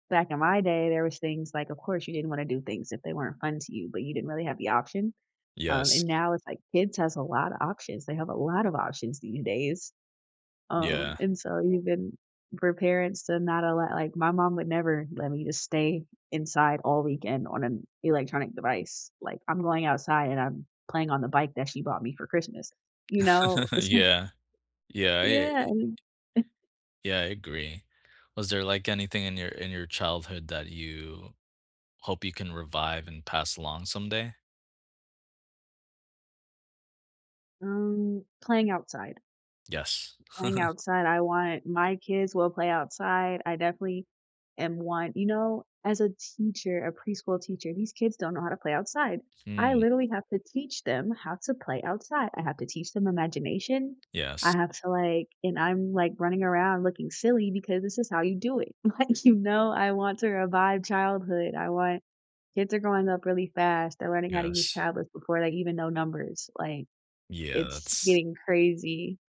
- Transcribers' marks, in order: tapping; chuckle; laughing while speaking: "So"; other background noise; chuckle; chuckle; laughing while speaking: "like"
- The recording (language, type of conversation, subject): English, unstructured, Which childhood habits, values, and quirks still shape your day-to-day life, and where do they overlap?
- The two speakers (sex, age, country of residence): female, 30-34, United States; male, 35-39, United States